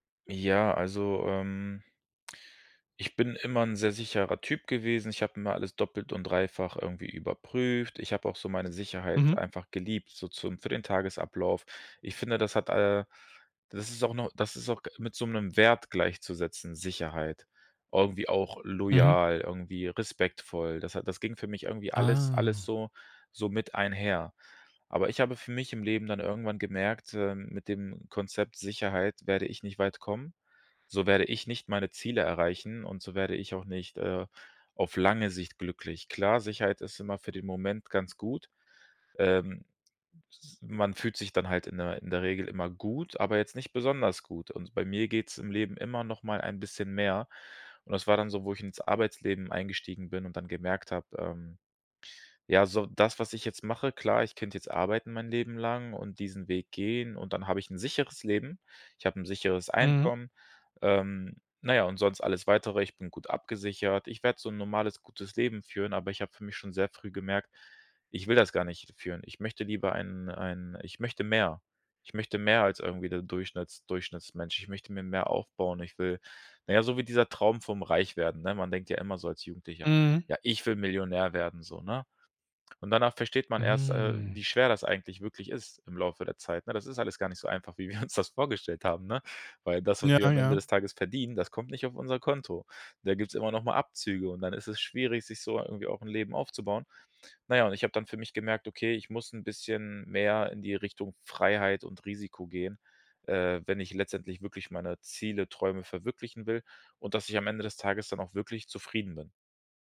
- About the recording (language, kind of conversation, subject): German, podcast, Mal ehrlich: Was ist dir wichtiger – Sicherheit oder Freiheit?
- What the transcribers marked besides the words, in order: drawn out: "Ah"; drawn out: "Hm"; laughing while speaking: "wie wir uns das vorgestellt haben, ne?"